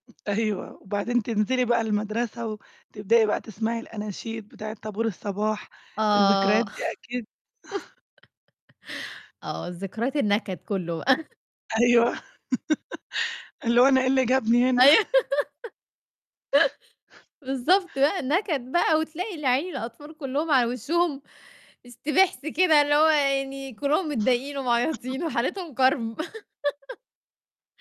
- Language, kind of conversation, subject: Arabic, podcast, إيه مزيكا الطفولة اللي لسه عايشة معاك لحد دلوقتي؟
- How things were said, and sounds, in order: tapping; laugh; laughing while speaking: "بقى"; laughing while speaking: "أيوه اللي هو أنا إيه اللي جابني هنا"; laugh; giggle; laughing while speaking: "بالضبط بقى النكد بقى وتلاقي … ومعيطين وحالتهم كَرْب"; laugh